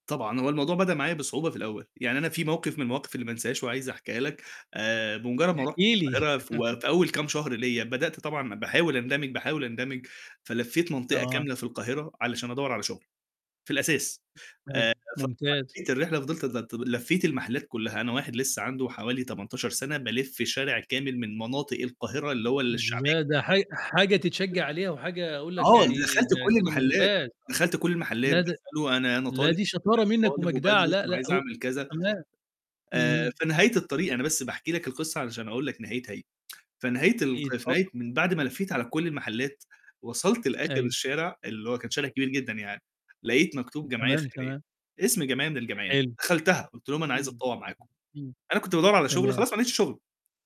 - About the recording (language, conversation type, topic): Arabic, podcast, إيه اللي بيخلّي الواحد يحس إنه بينتمي لمجتمع؟
- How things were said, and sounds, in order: static; laugh; distorted speech; tapping; unintelligible speech; tsk